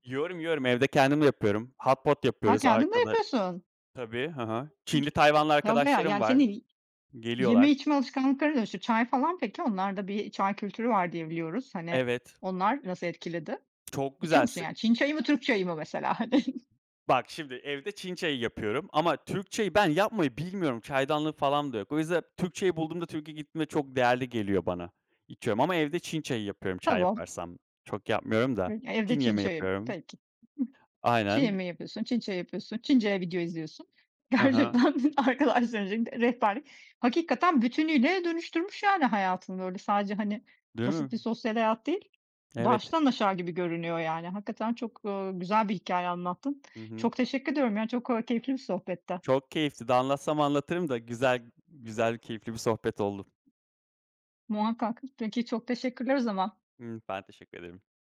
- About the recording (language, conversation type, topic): Turkish, podcast, Hobilerin sosyal hayatını nasıl etkiledi?
- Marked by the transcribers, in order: in English: "Hot pot"; other background noise; tapping; laughing while speaking: "hani?"; unintelligible speech; chuckle; laughing while speaking: "Gerçekten arkadaşların"; unintelligible speech